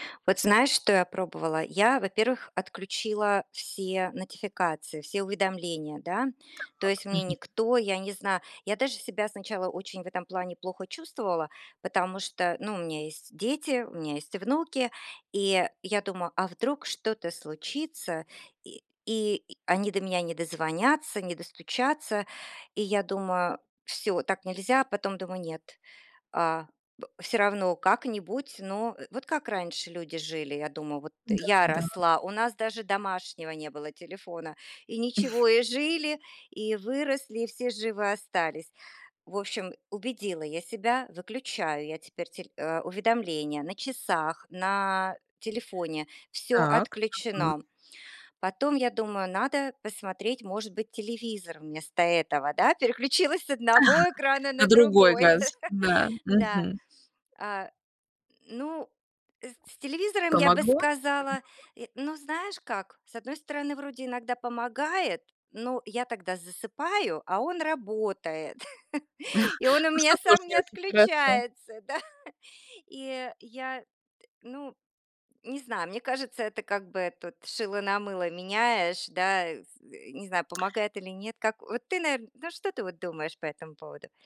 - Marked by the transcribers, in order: chuckle; laugh; chuckle; background speech; chuckle
- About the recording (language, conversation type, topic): Russian, advice, Как сократить экранное время перед сном, чтобы быстрее засыпать и лучше высыпаться?